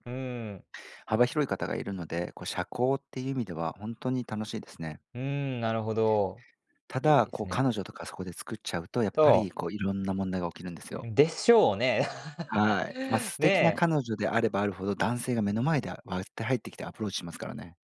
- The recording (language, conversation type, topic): Japanese, podcast, 新しい人とつながるとき、どのように話しかけ始めますか？
- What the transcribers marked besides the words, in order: chuckle